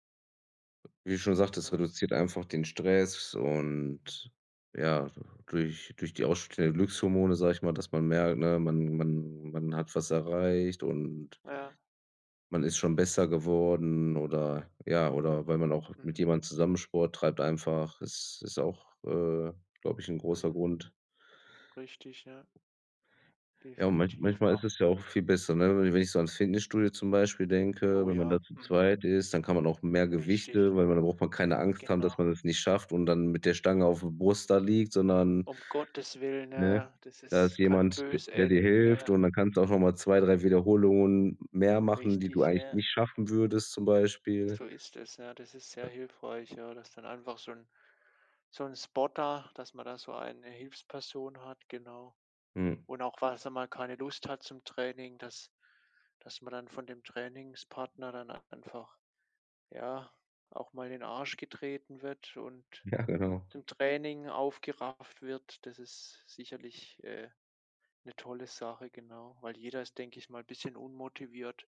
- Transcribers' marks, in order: other noise; in English: "Spotter"; laughing while speaking: "Ja, genau"
- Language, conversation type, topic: German, unstructured, Was macht Sport für dich besonders spaßig?
- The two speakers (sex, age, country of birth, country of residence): male, 25-29, Germany, Germany; male, 35-39, Germany, Germany